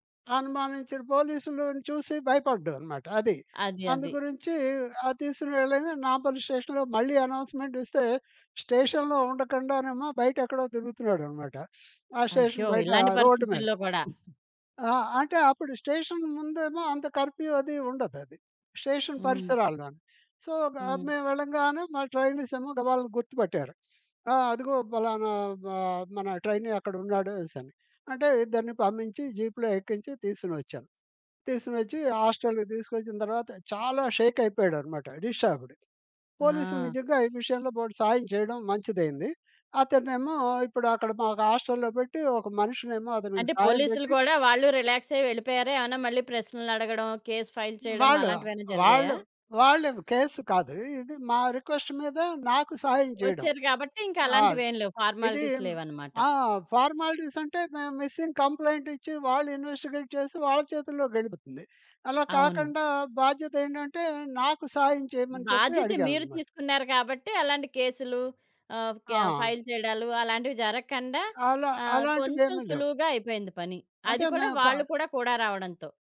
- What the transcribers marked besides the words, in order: in English: "స్టేషన్‌లో"; in English: "అనౌన్స్‌మెంట్"; in English: "స్టేషన్‌లో"; in English: "స్టేషన్"; in English: "స్టేషన్"; in English: "కర్ఫ్యూ"; in English: "స్టేషన్"; in English: "సో"; in English: "ట్రైనీ"; in English: "జీప్‌లో"; in English: "హాస్టల్‌కి"; in English: "షేక్"; in English: "డిస్టబ్డ్‌కి"; in English: "రిలాక్స్"; in English: "కేస్ ఫైల్"; in English: "కేస్"; in English: "రిక్వెస్ట్"; in English: "ఫార్మాలిటీస్"; in English: "ఫార్మాలిటీస్"; in English: "మిసింగ్ కంప్లెయింట్"; in English: "ఇన్వెస్టిగేట్"; in English: "ఫైల్"; other background noise
- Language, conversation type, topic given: Telugu, podcast, ఒకసారి మీరు సహాయం కోరినప్పుడు మీ జీవితం ఎలా మారిందో వివరించగలరా?